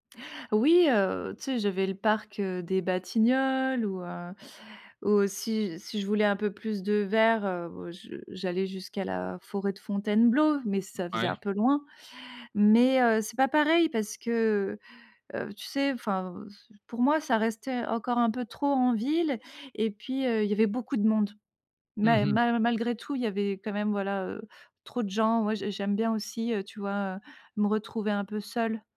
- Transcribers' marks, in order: tapping
- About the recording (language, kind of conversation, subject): French, podcast, Comment la nature aide-t-elle à calmer l'anxiété ?